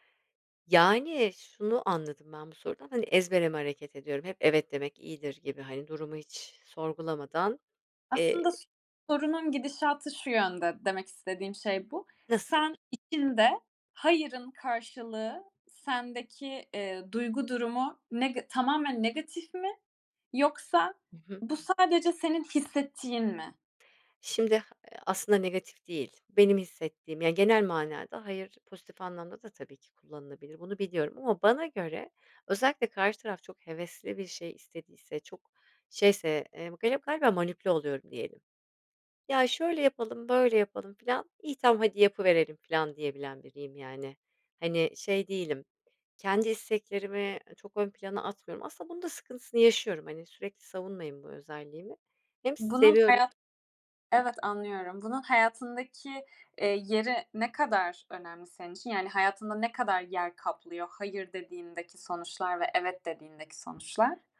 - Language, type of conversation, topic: Turkish, podcast, Açıkça “hayır” demek sana zor geliyor mu?
- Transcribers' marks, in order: other background noise